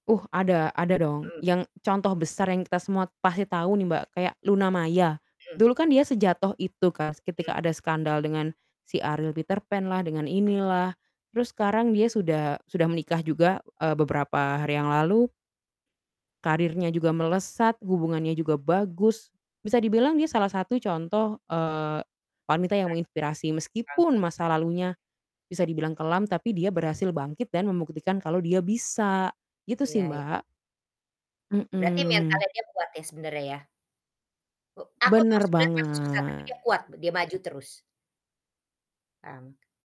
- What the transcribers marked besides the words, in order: distorted speech; tapping; unintelligible speech; static
- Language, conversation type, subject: Indonesian, unstructured, Apa dampak negatif komentar jahat di media sosial terhadap artis?